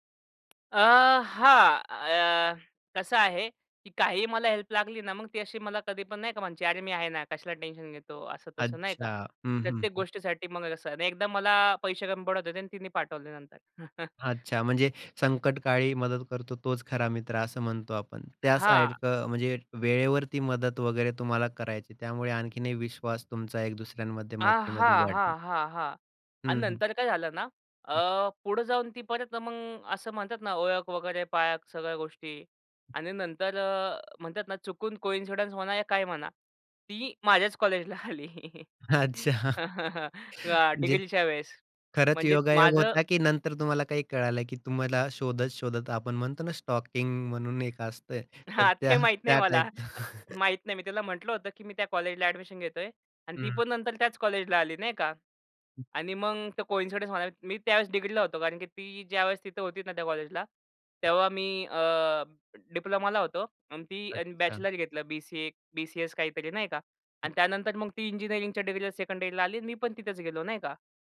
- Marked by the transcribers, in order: other background noise; in English: "हेल्प"; chuckle; in English: "कोइन्सिडन्स"; laughing while speaking: "अच्छा"; laughing while speaking: "कॉलेजला आली"; in English: "डिग्रीच्या"; in English: "स्टॉकींग"; laughing while speaking: "हां, ते माहीत नाही मला"; in English: "टाइप"; chuckle; in English: "एडमिशन"; in English: "कोइन्सिडन्स"; in English: "डिग्रीला"; in English: "डिप्लोमाला"; in English: "बॅचलर"; in English: "डिग्रीला सेकंड इयरला"
- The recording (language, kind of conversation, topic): Marathi, podcast, एखाद्या अजनबीशी तुमची मैत्री कशी झाली?